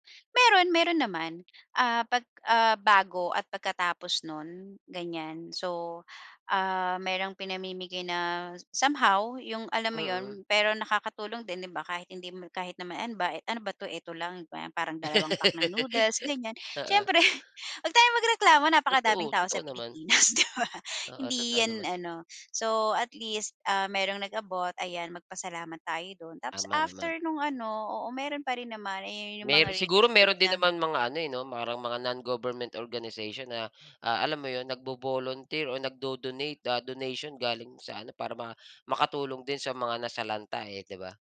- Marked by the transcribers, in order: laugh; tapping; other background noise
- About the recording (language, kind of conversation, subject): Filipino, podcast, Ano ang maaaring gawin ng komunidad upang maghanda sa taunang baha o tagtuyot?